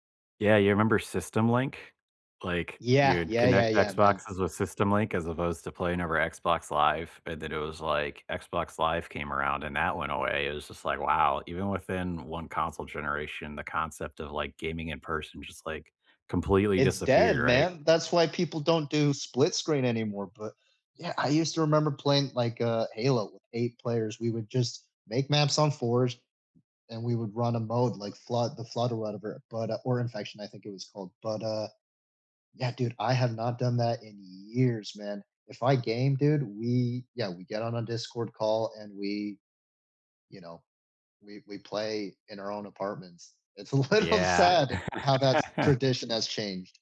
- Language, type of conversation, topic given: English, unstructured, What role does tradition play in your daily life?
- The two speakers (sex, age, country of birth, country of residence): male, 30-34, United States, United States; male, 35-39, United States, United States
- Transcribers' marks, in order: other background noise; laughing while speaking: "a little"; laugh